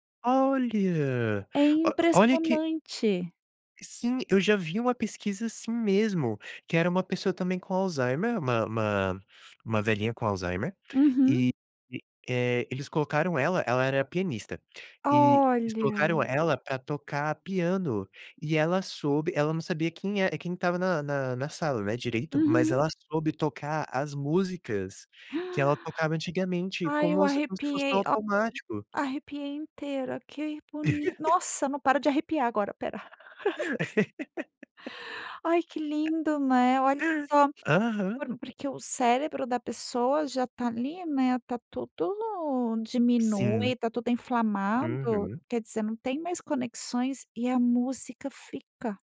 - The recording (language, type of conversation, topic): Portuguese, podcast, Como uma lista de músicas virou tradição entre amigos?
- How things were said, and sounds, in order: drawn out: "Olha"; drawn out: "Olha"; gasp; unintelligible speech; laugh; laugh; tapping